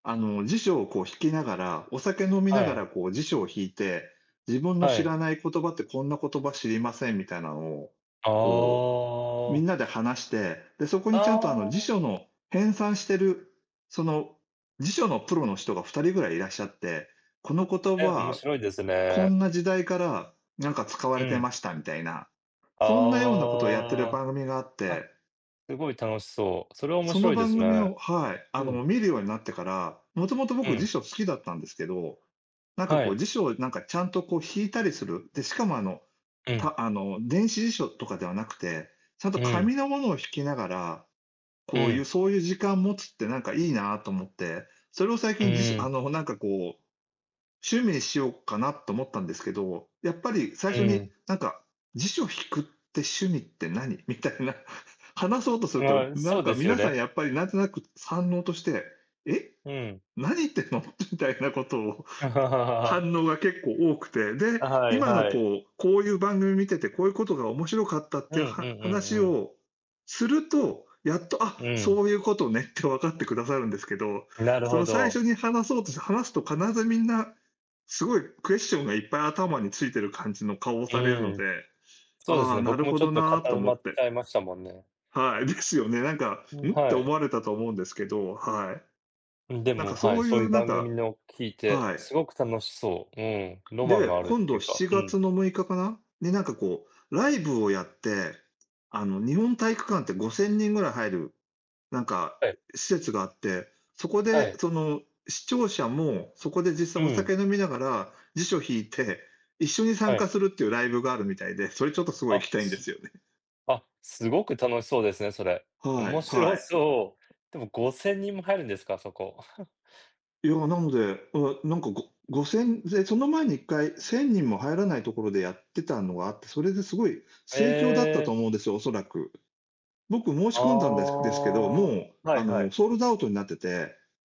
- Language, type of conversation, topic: Japanese, unstructured, 趣味が周りの人に理解されないと感じることはありますか？
- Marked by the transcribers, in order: other background noise; tapping; laughing while speaking: "みたいな"; laugh; laughing while speaking: "みたいなことを"; laughing while speaking: "ですよね"; chuckle